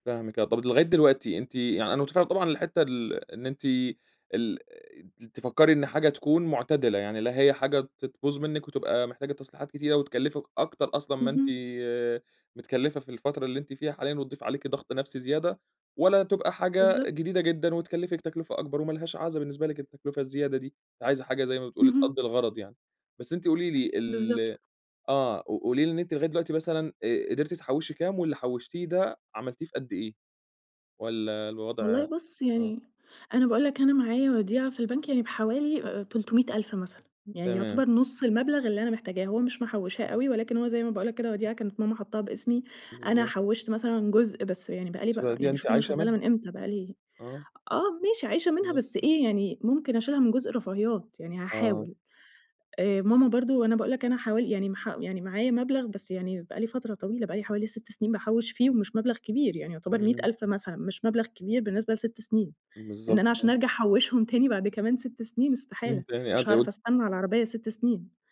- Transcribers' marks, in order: none
- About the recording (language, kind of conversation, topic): Arabic, advice, إزاي أتعامل مع إحباطي من إن الادخار ماشي ببطء عشان أوصل لهدف كبير؟